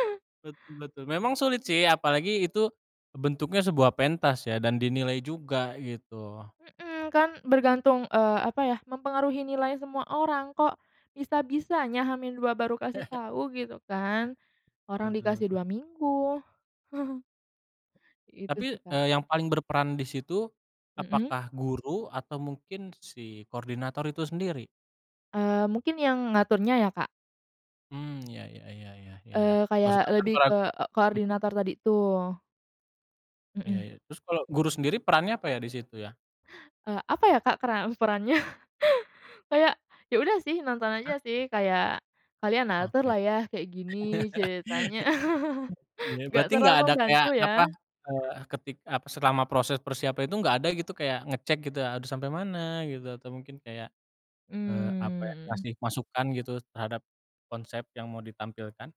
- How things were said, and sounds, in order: tapping; chuckle; chuckle; unintelligible speech; laughing while speaking: "perannya?"; other background noise; laugh; laugh; drawn out: "Mmm"
- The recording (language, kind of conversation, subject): Indonesian, podcast, Apa pengalaman belajar paling berkesan yang kamu alami waktu sekolah, dan bagaimana ceritanya?